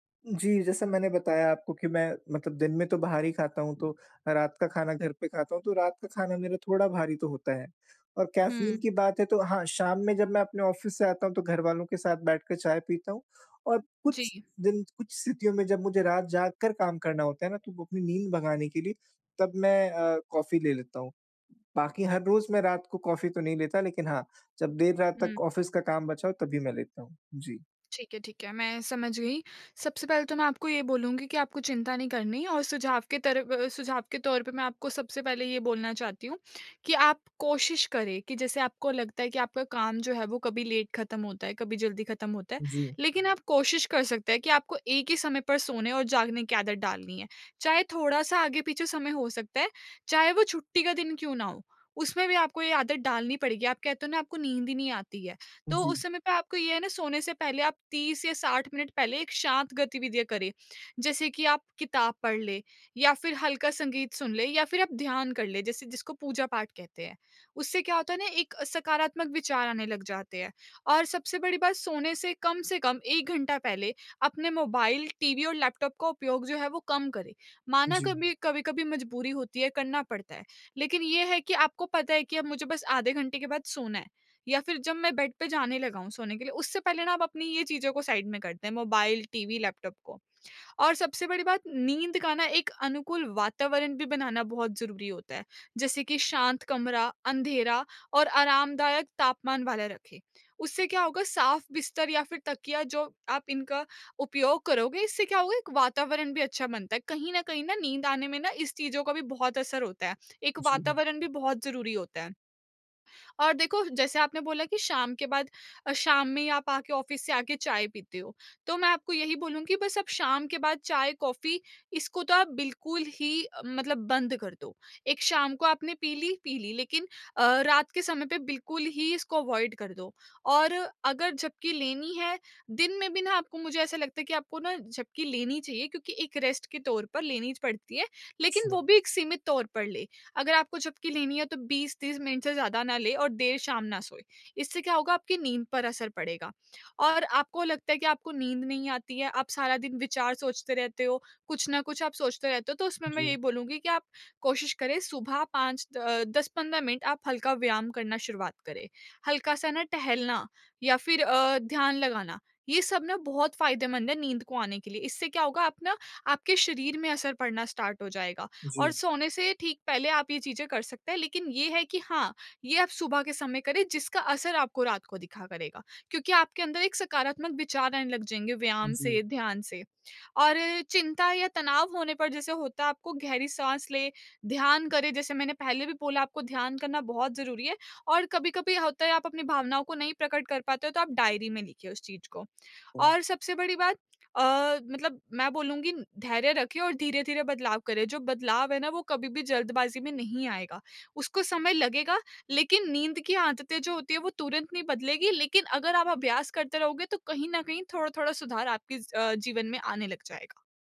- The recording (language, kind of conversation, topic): Hindi, advice, मैं अपनी सोने-जागने की समय-सारिणी को स्थिर कैसे रखूँ?
- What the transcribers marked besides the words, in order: in English: "कैफ़ीन"; in English: "ऑफिस"; in English: "ऑफिस"; in English: "लेट"; in English: "साइड"; in English: "ऑफिस"; in English: "अवॉइड"; in English: "रेस्ट"; in English: "स्टार्ट"